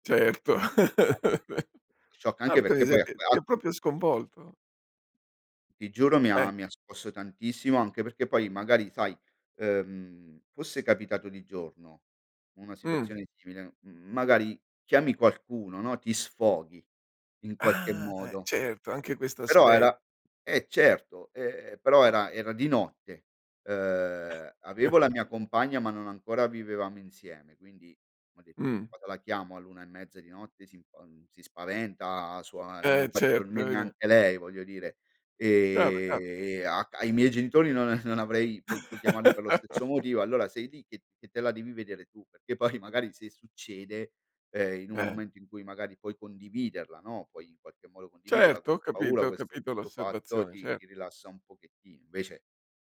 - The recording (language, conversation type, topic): Italian, podcast, Qual è un rischio che hai corso e che ti ha cambiato la vita?
- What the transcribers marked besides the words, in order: chuckle; unintelligible speech; drawn out: "Ah"; chuckle; drawn out: "Ehm"; scoff; laugh; laughing while speaking: "poi magari"